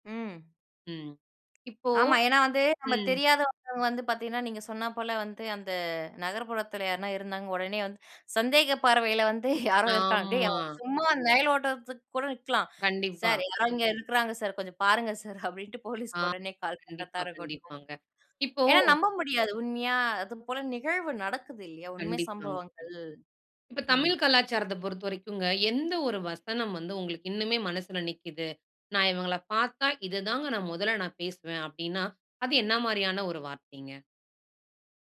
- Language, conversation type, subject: Tamil, podcast, தமிழ் கலாச்சாரத்தை உங்கள் படைப்பில் எப்படி சேர்க்கிறீர்கள்?
- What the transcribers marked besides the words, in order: other background noise; chuckle; laughing while speaking: "அப்படீன்ட்டு போலீஸுக்கு"